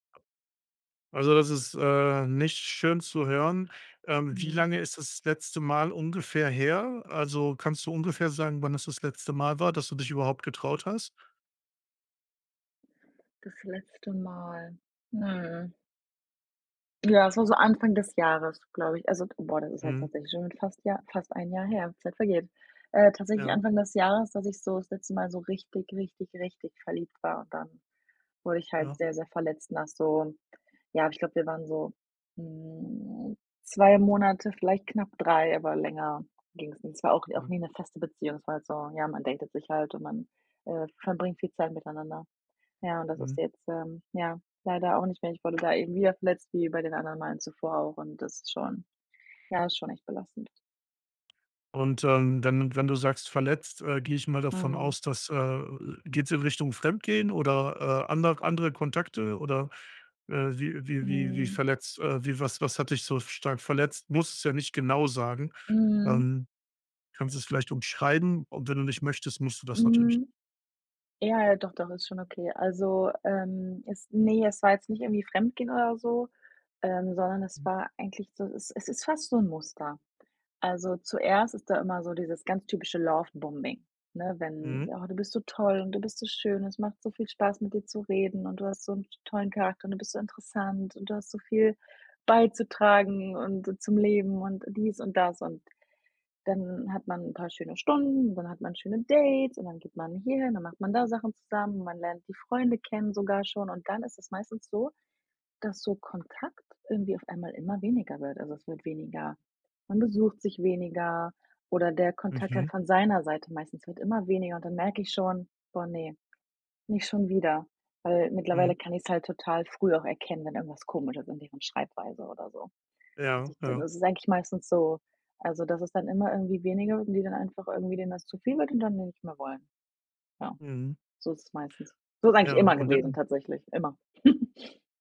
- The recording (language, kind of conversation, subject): German, advice, Wie gehst du mit Unsicherheit nach einer Trennung oder beim Wiedereinstieg ins Dating um?
- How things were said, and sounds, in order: other noise; other background noise; laugh